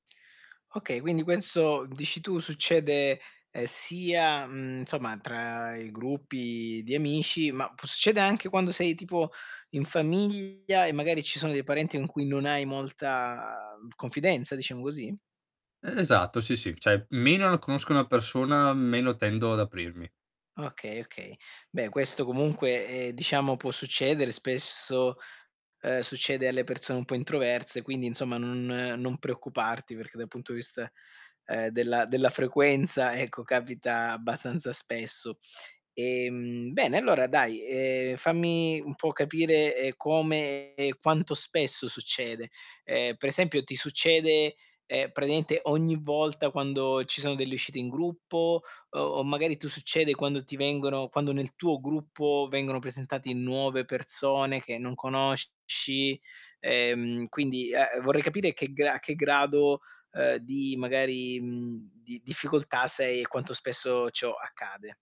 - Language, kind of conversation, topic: Italian, advice, Come posso partecipare alle feste se mi sento sempre a disagio?
- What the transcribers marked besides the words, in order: "questo" said as "quenso"; distorted speech; "Cioè" said as "ceh"